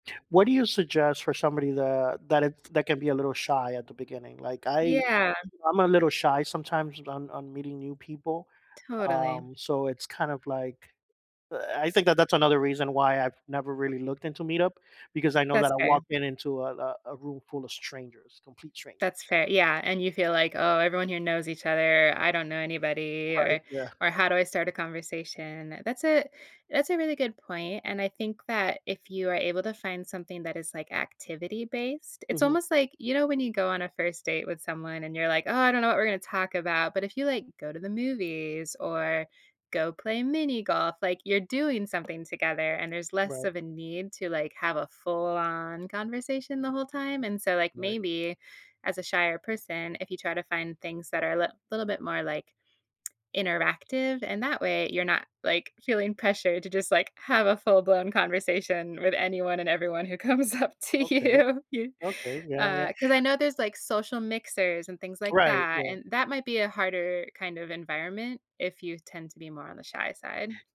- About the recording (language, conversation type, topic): English, advice, How do I make and maintain close friendships as an adult?
- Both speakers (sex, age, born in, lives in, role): female, 35-39, United States, United States, advisor; male, 45-49, United States, United States, user
- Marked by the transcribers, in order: laughing while speaking: "Right"; tapping; other background noise; laughing while speaking: "comes up to you you"; inhale